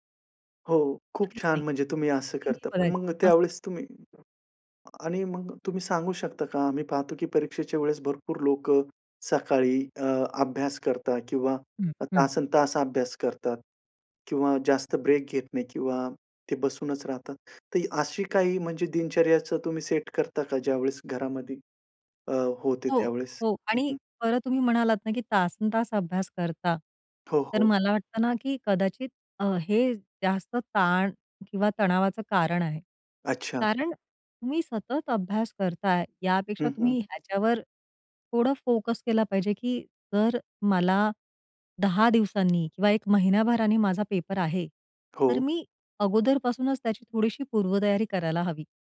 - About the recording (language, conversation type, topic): Marathi, podcast, परीक्षेतील ताण कमी करण्यासाठी तुम्ही काय करता?
- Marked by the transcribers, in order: in English: "फोकस"